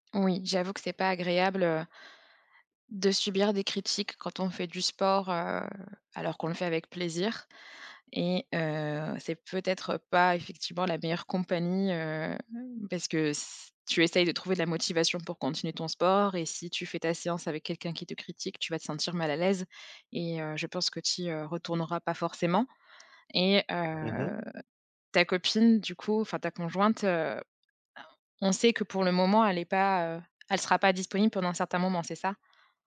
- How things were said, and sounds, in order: none
- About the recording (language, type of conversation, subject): French, advice, Pourquoi est-ce que j’abandonne une nouvelle routine d’exercice au bout de quelques jours ?